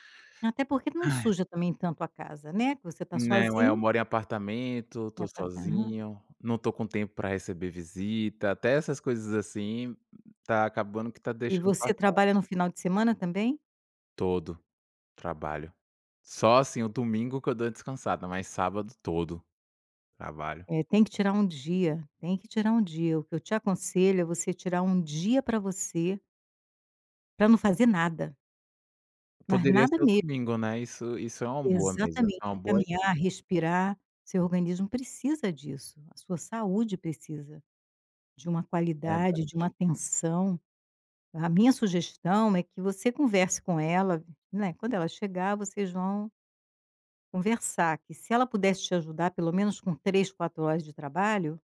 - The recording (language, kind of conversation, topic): Portuguese, advice, Como posso lidar com uma agenda cheia demais e ainda encontrar tempo para tarefas importantes?
- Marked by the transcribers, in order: tapping